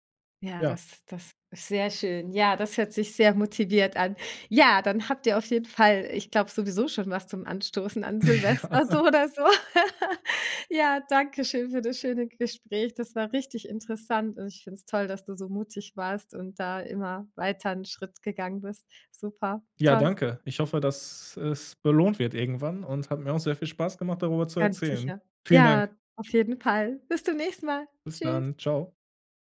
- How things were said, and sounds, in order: laughing while speaking: "Ja"; laugh; other background noise
- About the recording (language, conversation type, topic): German, podcast, Wie ist dein größter Berufswechsel zustande gekommen?